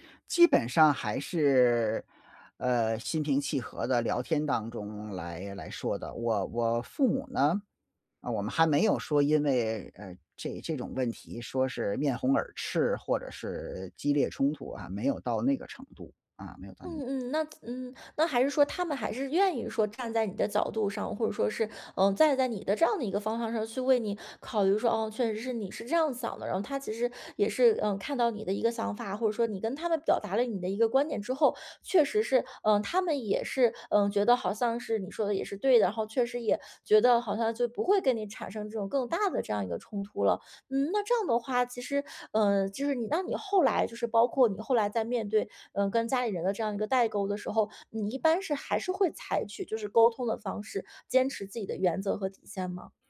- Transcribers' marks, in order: none
- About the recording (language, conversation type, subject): Chinese, podcast, 家里出现代沟时，你会如何处理？